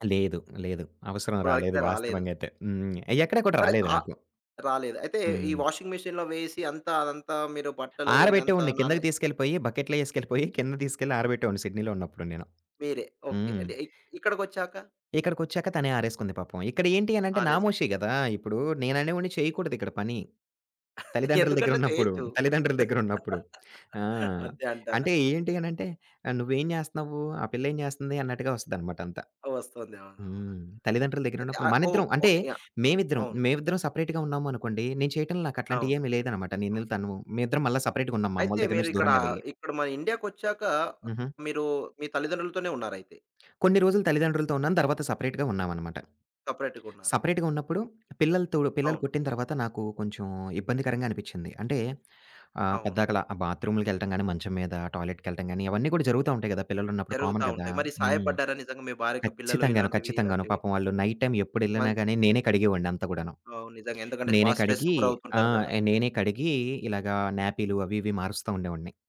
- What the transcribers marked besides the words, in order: in English: "వాషింగ్ మెషన్‌లో"; laughing while speaking: "ఎందుకట్లా చేయొచ్చు. అంతే అంటారా?"; tapping; in English: "సెపరేట్‌గా"; "నేనూతను" said as "నేనుళ్తానువ్వు"; other background noise; in English: "సపరేట్‌గా"; in English: "సపరేట్‌గా"; in English: "సపరేట్‌గా"; in English: "సపరేట్‌గా"; in English: "కామన్"; in English: "నైట్ టైమ్"; in English: "స్ట్రెస్‌కి"
- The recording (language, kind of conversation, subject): Telugu, podcast, ఇంటి పనులు మరియు ఉద్యోగ పనులను ఎలా సమతుల్యంగా నడిపిస్తారు?